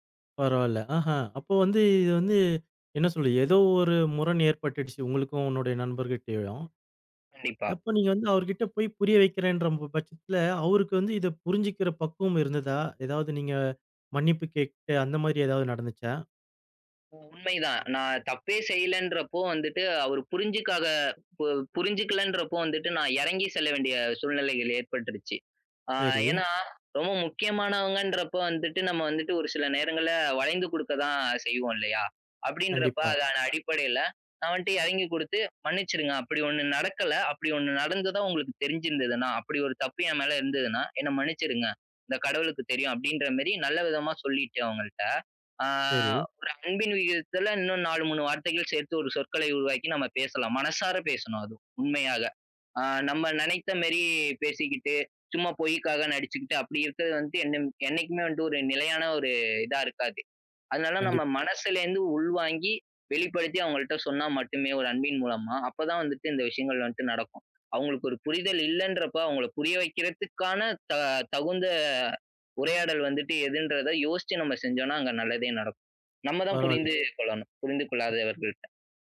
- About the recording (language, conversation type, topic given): Tamil, podcast, பழைய உறவுகளை மீண்டும் இணைத்துக்கொள்வது எப்படி?
- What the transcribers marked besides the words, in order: other background noise; drawn out: "ஆ"; tapping